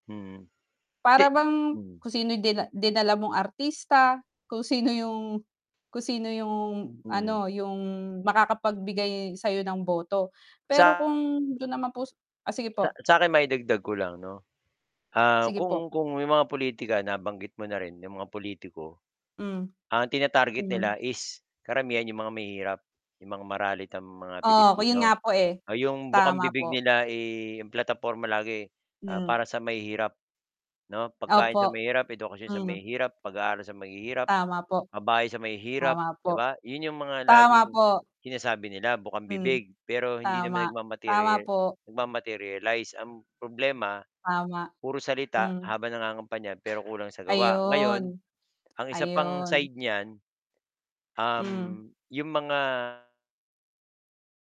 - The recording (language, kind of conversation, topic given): Filipino, unstructured, Ano ang pananaw mo tungkol sa sistema ng pagboto sa ating bansa?
- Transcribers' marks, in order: static; other background noise; mechanical hum; tapping; distorted speech